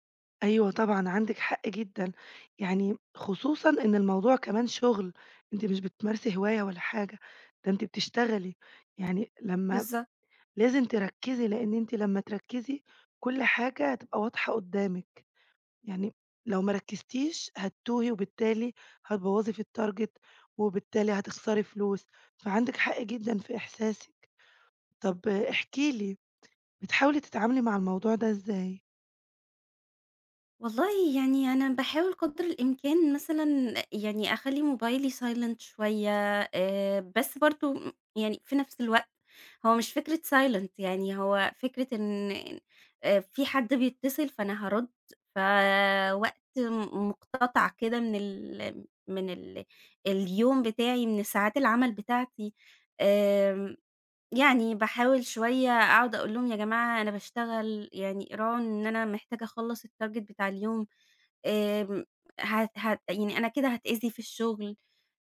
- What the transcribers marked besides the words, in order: in English: "الtarget"; in English: "silent"; in English: "silent"; in English: "الtarget"
- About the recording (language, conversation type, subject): Arabic, advice, إزاي المقاطعات الكتير في الشغل بتأثر على تركيزي وبتضيع وقتي؟